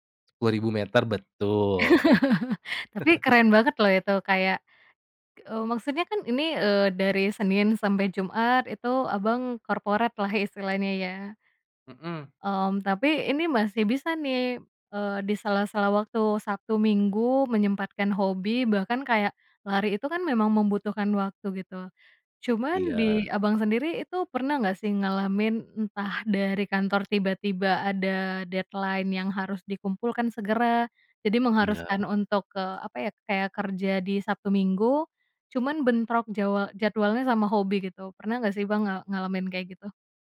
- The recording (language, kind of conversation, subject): Indonesian, podcast, Bagaimana kamu mengatur waktu antara pekerjaan dan hobi?
- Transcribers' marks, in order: other background noise; laugh; chuckle; in English: "corporate"; tapping; in English: "deadline"